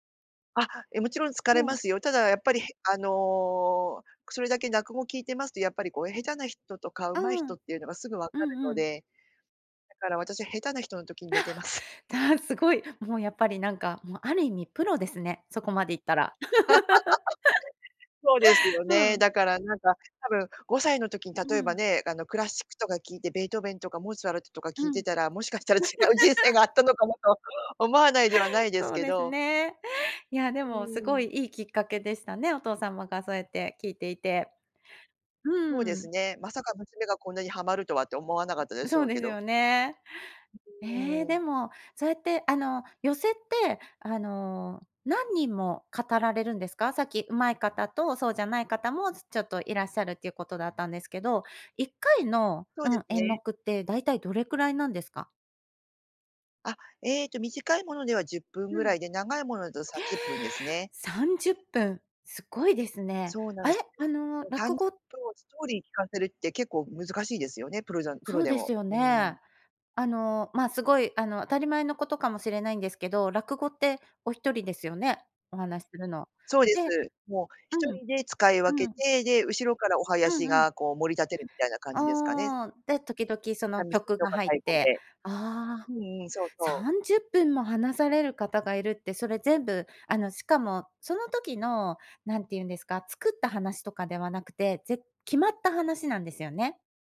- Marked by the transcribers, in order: chuckle; laugh; laughing while speaking: "もしかしたら違う人生があったのかなと"; laugh; unintelligible speech
- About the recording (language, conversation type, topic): Japanese, podcast, 初めて心を動かされた曲は何ですか？
- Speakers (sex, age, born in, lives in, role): female, 50-54, Japan, Japan, guest; female, 50-54, Japan, Japan, host